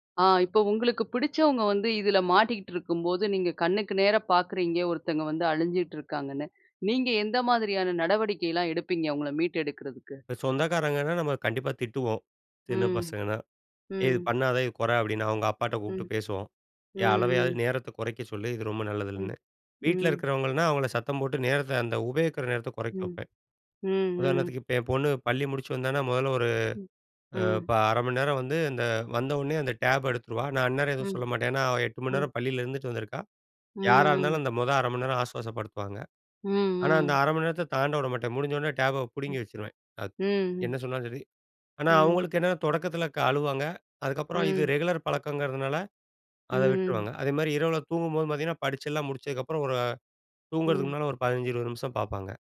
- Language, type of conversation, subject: Tamil, podcast, உங்கள் அன்புக்குரியவர் கைப்பேசியை மிகையாகப் பயன்படுத்தி அடிமையாகி வருகிறார் என்று தோன்றினால், நீங்கள் என்ன செய்வீர்கள்?
- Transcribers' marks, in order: in English: "டேப"; in English: "டேப"; unintelligible speech; in English: "ரெகுலர்"